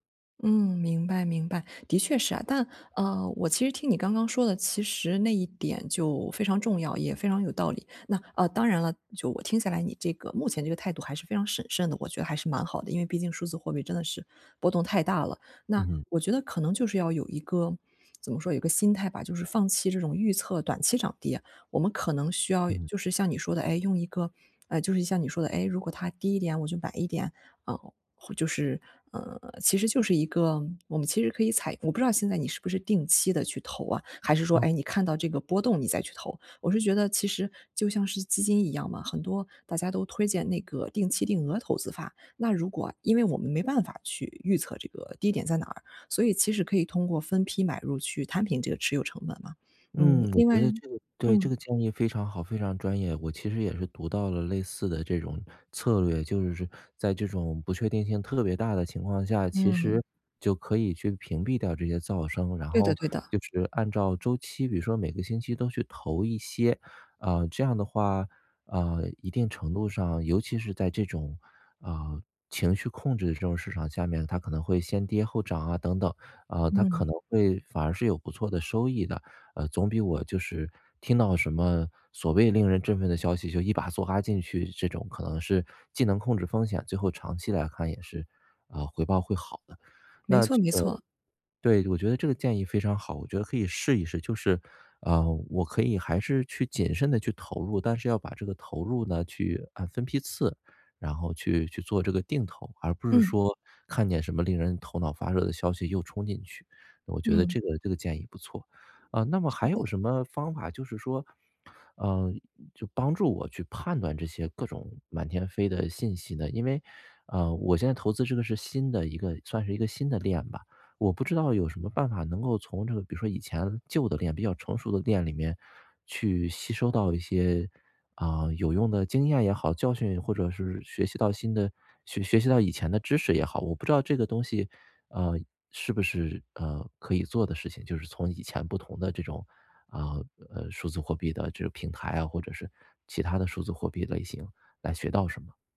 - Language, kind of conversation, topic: Chinese, advice, 我该如何在不确定的情况下做出决定？
- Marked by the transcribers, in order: other background noise